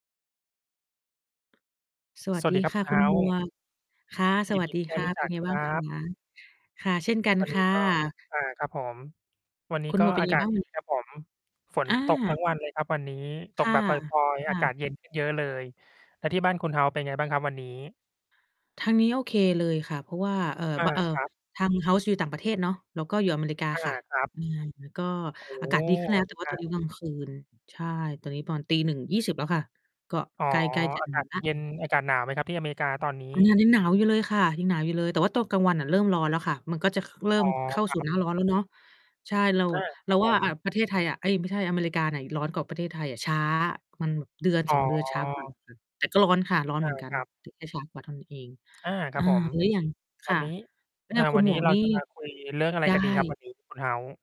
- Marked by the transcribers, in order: distorted speech; tapping; other background noise; static
- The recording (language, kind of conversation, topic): Thai, unstructured, ถ้าในวันหยุดคุณมีเวลาว่าง คุณชอบทำอะไร?
- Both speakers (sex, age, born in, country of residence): female, 30-34, Thailand, United States; male, 35-39, Thailand, Thailand